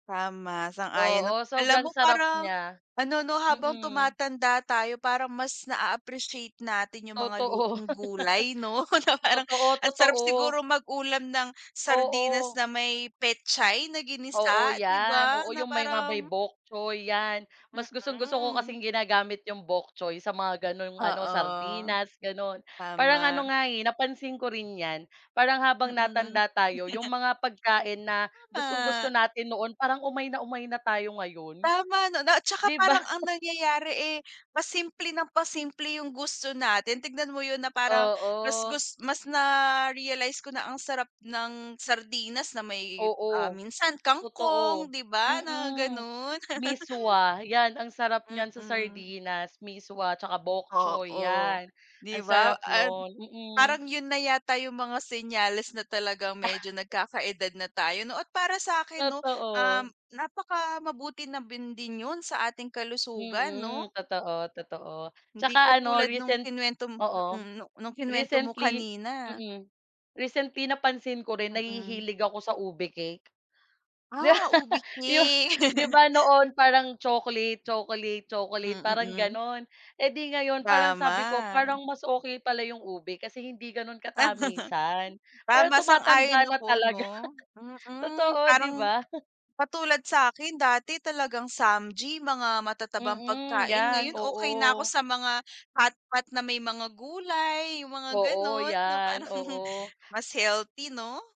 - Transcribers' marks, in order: tapping; laugh; laughing while speaking: "kumbaga parang"; chuckle; other background noise; snort; laugh; laughing while speaking: "'Di ba"; giggle; chuckle; laughing while speaking: "talaga"; laughing while speaking: "'di ba?"; laughing while speaking: "parang"
- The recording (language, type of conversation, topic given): Filipino, unstructured, Paano mo ipinagdiriwang ang mga espesyal na okasyon sa pamamagitan ng pagkain?